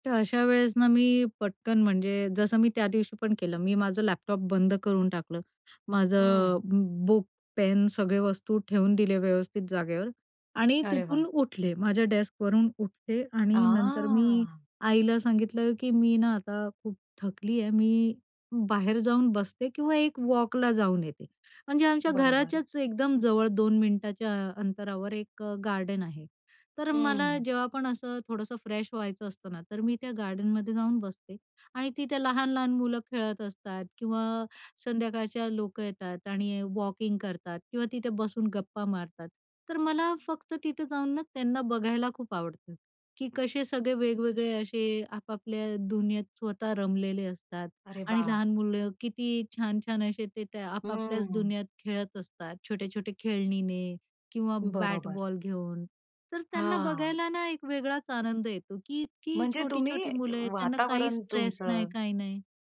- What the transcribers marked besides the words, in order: tapping; drawn out: "आह!"; in English: "फ्रेश"
- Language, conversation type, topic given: Marathi, podcast, सर्जनशील अडथळे आल्यावर तुम्ही काय करता?